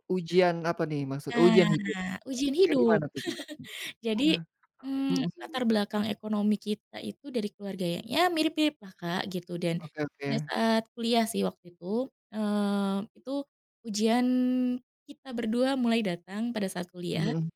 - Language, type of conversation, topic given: Indonesian, podcast, Bisa ceritakan pengalaman yang mengajarkan kamu arti persahabatan sejati dan pelajaran apa yang kamu dapat dari situ?
- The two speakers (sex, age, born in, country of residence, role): female, 30-34, Indonesia, Indonesia, guest; male, 45-49, Indonesia, Indonesia, host
- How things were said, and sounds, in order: chuckle; chuckle